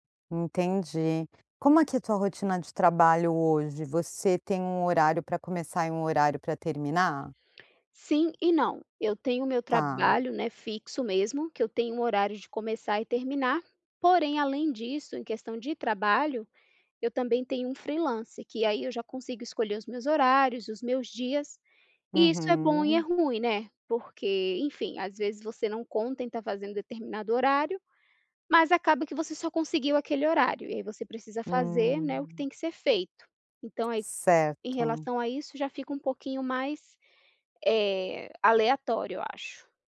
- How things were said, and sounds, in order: tapping
- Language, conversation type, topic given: Portuguese, advice, Como posso simplificar minha vida e priorizar momentos e memórias?